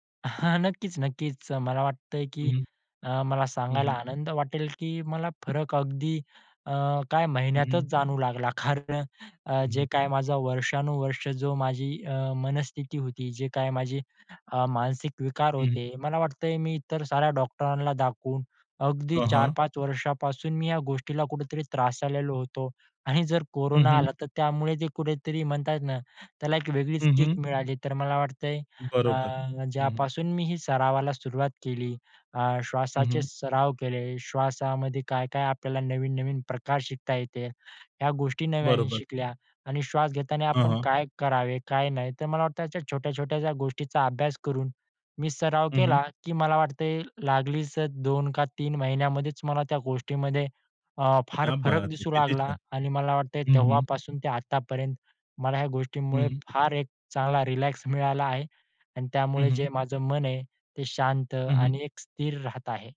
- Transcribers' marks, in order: laughing while speaking: "हां"; tapping; other background noise; laughing while speaking: "कारण"; in Hindi: "क्या बात है!"
- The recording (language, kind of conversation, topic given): Marathi, podcast, मन शांत करण्यासाठी तुम्ही एक अगदी सोपा श्वासाचा सराव सांगू शकता का?